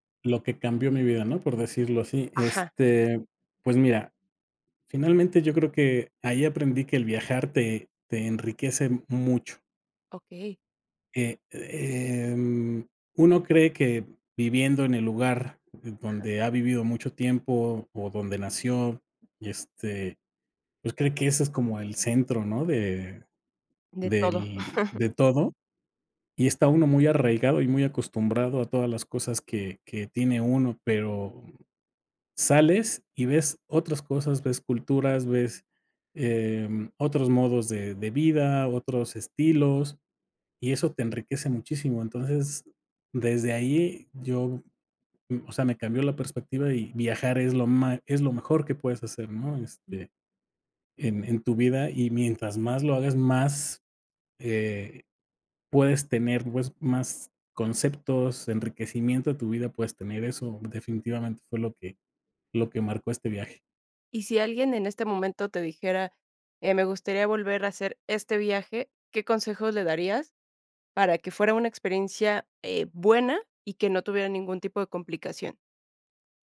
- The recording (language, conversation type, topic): Spanish, podcast, ¿Qué viaje te cambió la vida y por qué?
- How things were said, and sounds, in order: chuckle